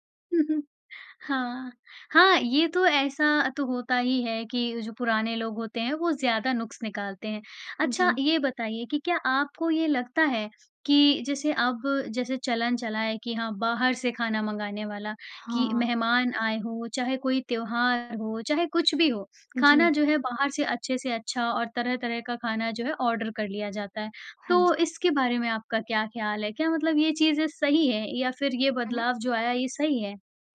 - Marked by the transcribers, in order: in English: "ऑर्डर"
- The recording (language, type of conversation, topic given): Hindi, podcast, मेहमान आने पर आप आम तौर पर खाना किस क्रम में और कैसे परोसते हैं?